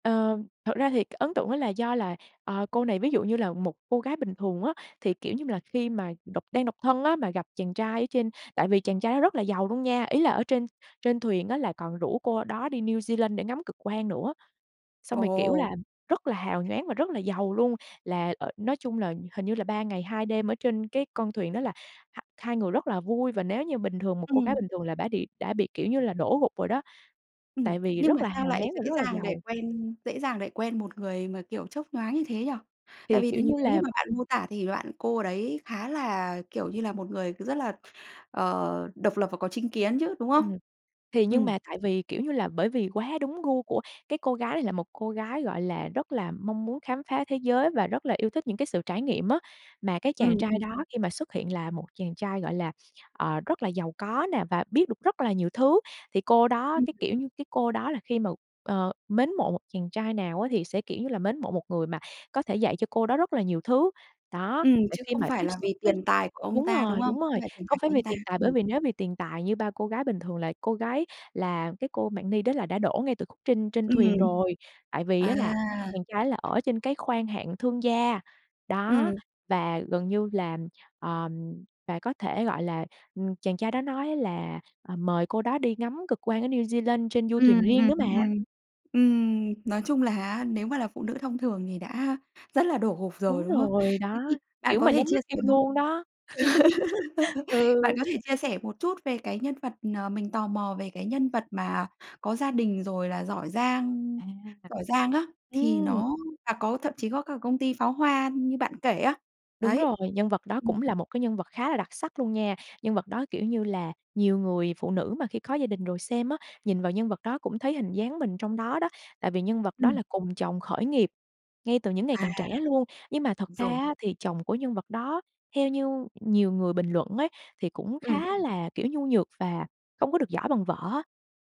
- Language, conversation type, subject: Vietnamese, podcast, Bạn có thể kể về một bộ phim khiến bạn nhớ mãi không?
- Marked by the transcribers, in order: tapping; background speech; other background noise; laugh; chuckle